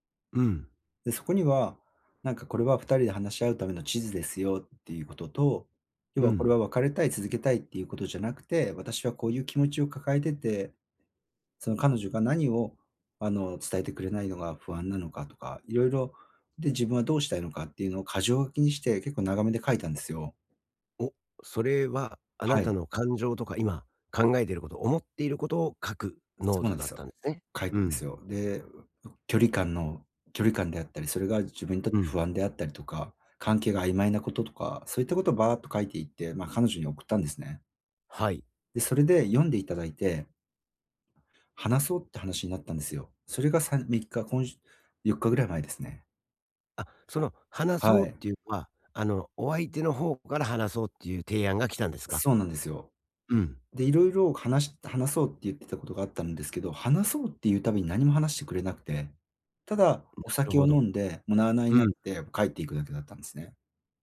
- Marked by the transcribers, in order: "話" said as "かなし"
- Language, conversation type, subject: Japanese, advice, 別れの後、新しい関係で感情を正直に伝えるにはどうすればいいですか？